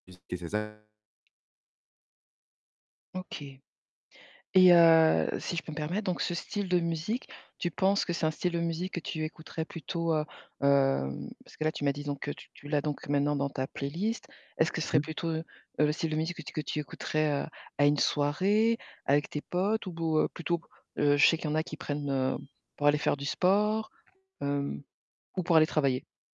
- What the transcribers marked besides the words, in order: unintelligible speech; distorted speech; alarm; other background noise
- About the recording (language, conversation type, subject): French, podcast, Quelle découverte musicale t’a surprise récemment ?